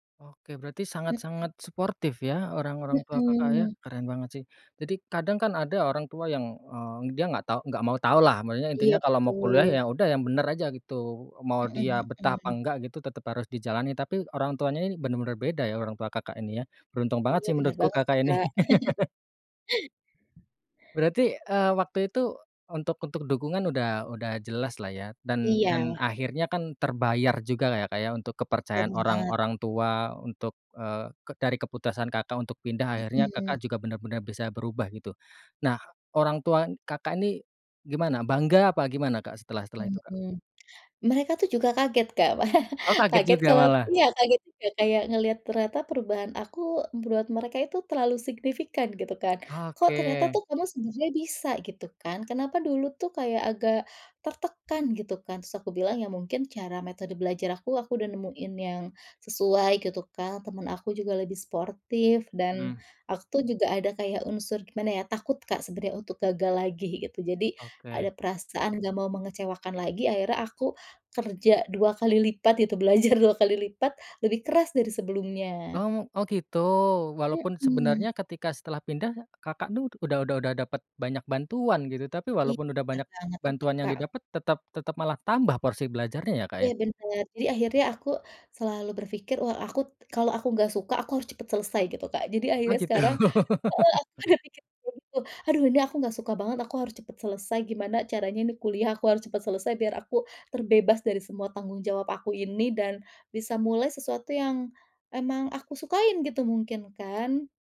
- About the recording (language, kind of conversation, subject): Indonesian, podcast, Pernahkah kamu mengalami momen kegagalan yang justru membuka peluang baru?
- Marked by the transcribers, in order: chuckle; laugh; other background noise; chuckle; "buat" said as "mbrot"; laugh